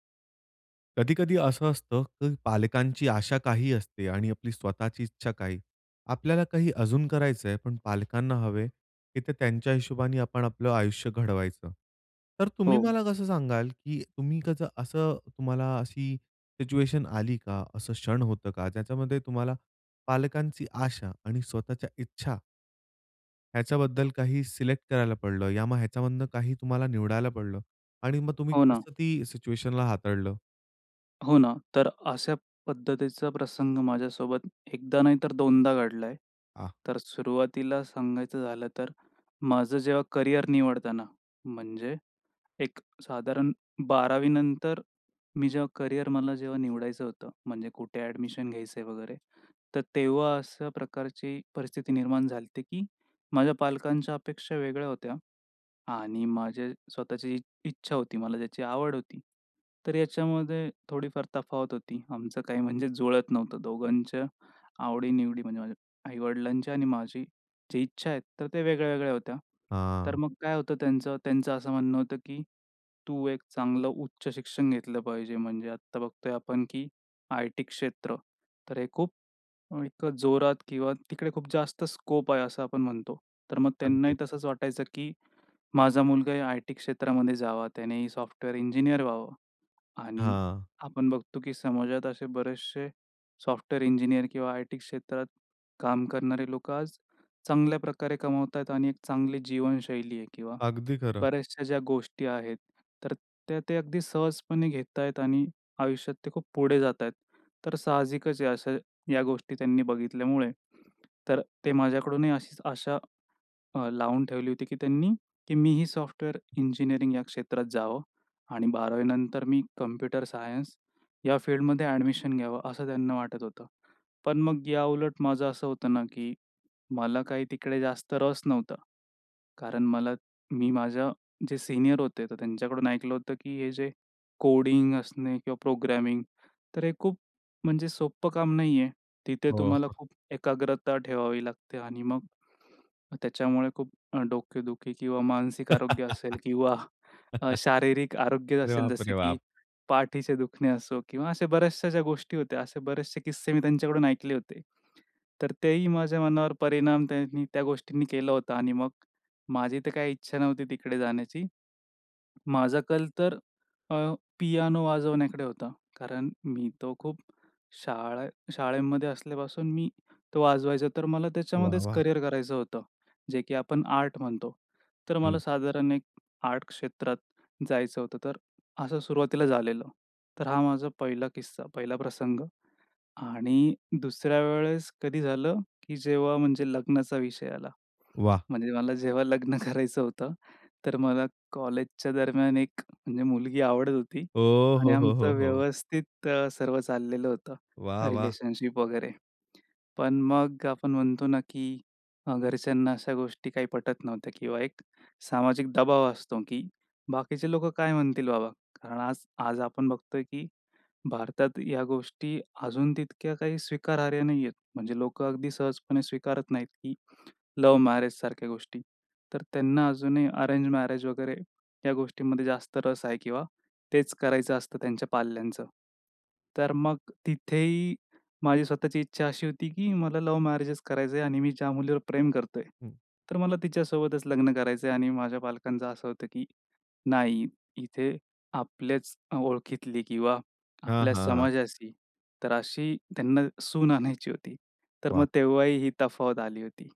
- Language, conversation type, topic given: Marathi, podcast, पालकांच्या अपेक्षा आणि स्वतःच्या इच्छा यांचा समतोल कसा साधता?
- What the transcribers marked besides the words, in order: other noise; tapping; chuckle; laugh; laughing while speaking: "शारीरिक आरोग्य"; laughing while speaking: "लग्न करायचं"; joyful: "ओहोहोहो!"; in English: "रिलेशनशिप"; laughing while speaking: "सून"